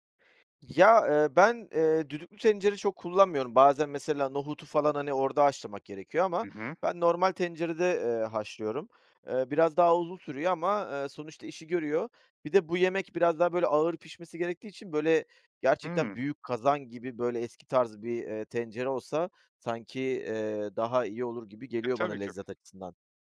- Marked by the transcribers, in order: other background noise
- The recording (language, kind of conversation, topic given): Turkish, podcast, Ailenin aktardığı bir yemek tarifi var mı?